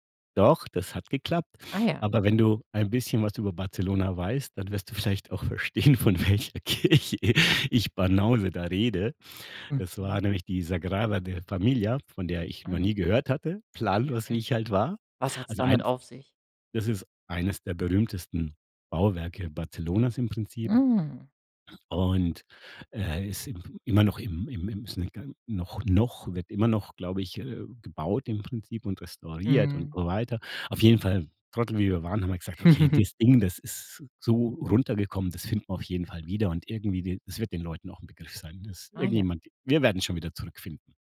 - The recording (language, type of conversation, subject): German, podcast, Gibt es eine Reise, die dir heute noch viel bedeutet?
- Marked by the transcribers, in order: laughing while speaking: "vielleicht auch verstehen, von welcher Kirche"; joyful: "planlos wie ich halt war"; anticipating: "damit auf sich?"; chuckle